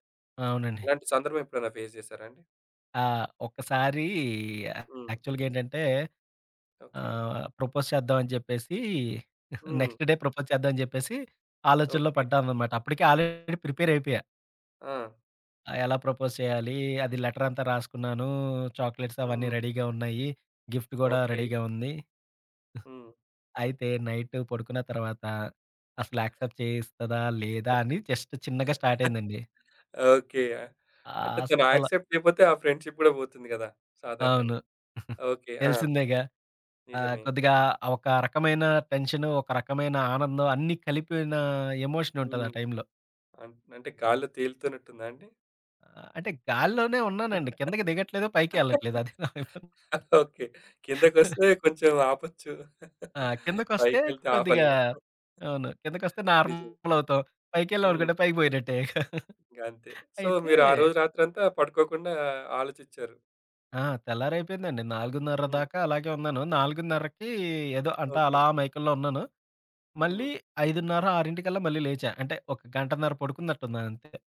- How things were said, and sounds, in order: in English: "ఫేస్"; in English: "యాక్చువల్‌గేంటంటే"; in English: "ప్రపోజ్"; chuckle; in English: "నెక్స్ట్ డే ప్రపోజ్"; in English: "ఆల్రెడీ ప్రిపేర్"; in English: "ప్రపోజ్"; in English: "రెడీగా"; tapping; in English: "గిఫ్ట్"; in English: "రెడీగా"; giggle; in English: "నైట్"; in English: "యాక్సెప్ట్"; in English: "జస్ట్"; chuckle; in English: "యాక్సెప్ట్"; in English: "ఫ్రెండ్‌షిప్"; giggle; in English: "ఎమోషన్"; laughing while speaking: "ఓకే"; laughing while speaking: "అది ప్రాబ్లం"; in English: "ప్రాబ్లం"; chuckle; chuckle; other background noise; in English: "సో"; in English: "ఇక"
- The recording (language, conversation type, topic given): Telugu, podcast, ఆలోచనలు వేగంగా పరుగెత్తుతున్నప్పుడు వాటిని ఎలా నెమ్మదింపచేయాలి?